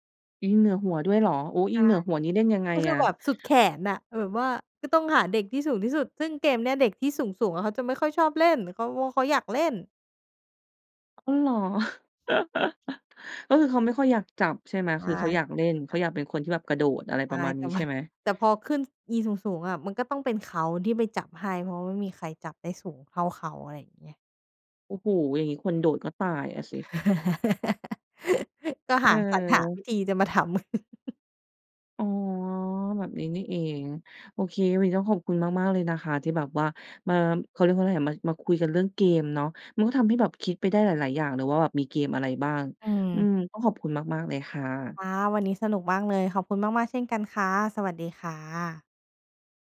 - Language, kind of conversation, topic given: Thai, podcast, คุณชอบเล่นเกมอะไรในสนามเด็กเล่นมากที่สุด?
- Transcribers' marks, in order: laugh; chuckle; laugh; chuckle